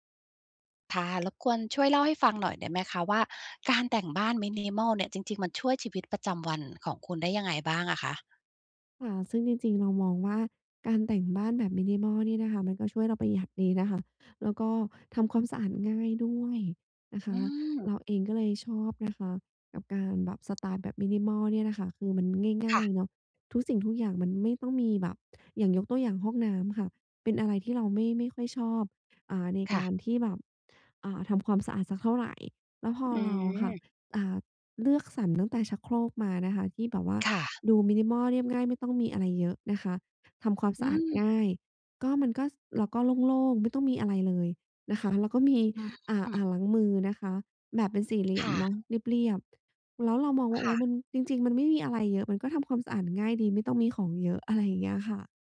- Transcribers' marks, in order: in English: "minimal"; in English: "minimal"; in English: "minimal"; in English: "minimal"
- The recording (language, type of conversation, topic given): Thai, podcast, การแต่งบ้านสไตล์มินิมอลช่วยให้ชีวิตประจำวันของคุณดีขึ้นอย่างไรบ้าง?